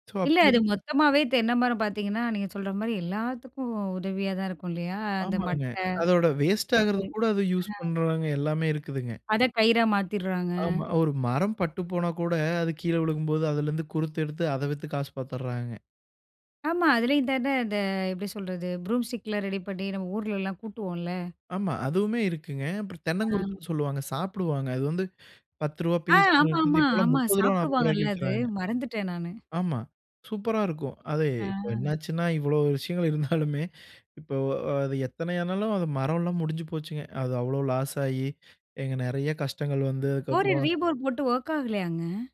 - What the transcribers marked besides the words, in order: in English: "சோ"; tapping; in English: "யூஸ்"; unintelligible speech; other background noise; in English: "ப்ரூம் ஸ்டிக்லாம்"; in English: "பீஸ்ன்னு"; drawn out: "ஆ"; laughing while speaking: "இருந்தாலுமே"; in English: "லாஸாயி"; in English: "போர, ரீபோர்"; in English: "ஒர்க்"
- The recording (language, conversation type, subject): Tamil, podcast, மழைநீர் மட்டம் குறையும்போது கிராம வாழ்க்கை எப்படி மாற்றம் அடைகிறது?